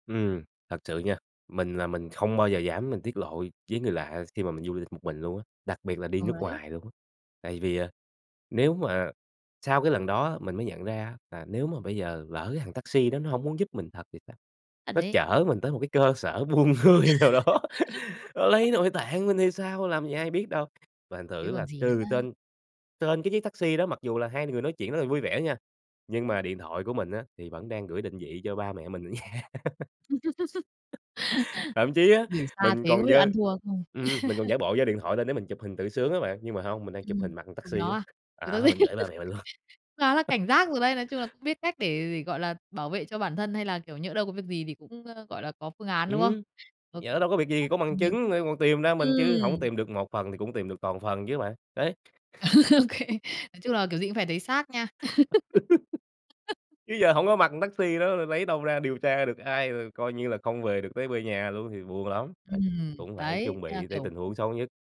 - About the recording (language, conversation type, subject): Vietnamese, podcast, Bạn làm gì để giữ an toàn khi đi một mình?
- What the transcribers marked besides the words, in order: tapping; other background noise; laughing while speaking: "cơ sở buôn người nào đó"; laugh; laugh; laughing while speaking: "ở nhà"; laugh; laugh; unintelligible speech; laugh; laughing while speaking: "luôn"; laugh; unintelligible speech; laugh; laughing while speaking: "Ô kê"; laugh